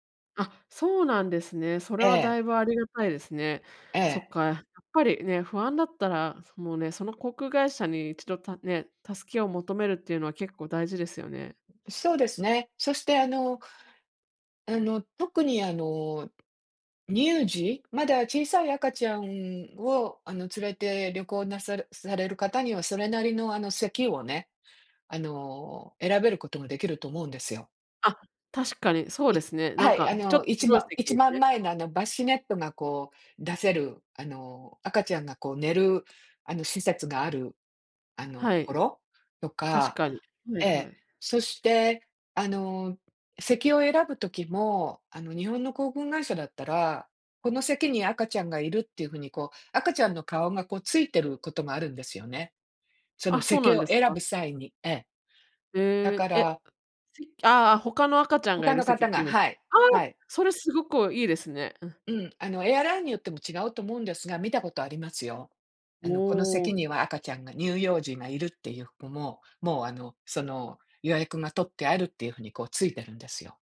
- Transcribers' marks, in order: other background noise
- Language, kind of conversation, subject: Japanese, advice, 旅行中の不安を減らし、安全に過ごすにはどうすればよいですか？